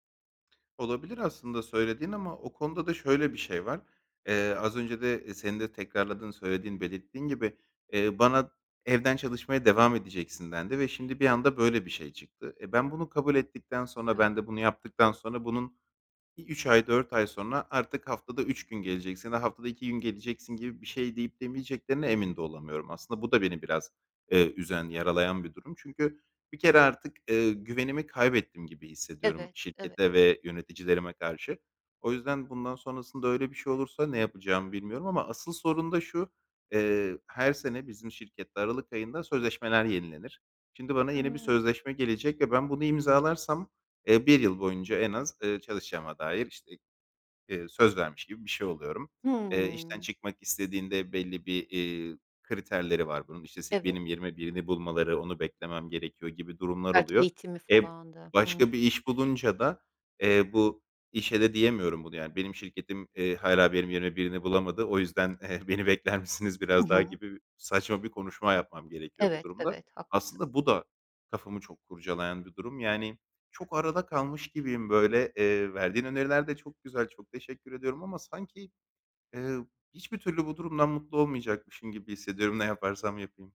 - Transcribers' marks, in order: none
- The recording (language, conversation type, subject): Turkish, advice, Evden çalışma veya esnek çalışma düzenine geçişe nasıl uyum sağlıyorsunuz?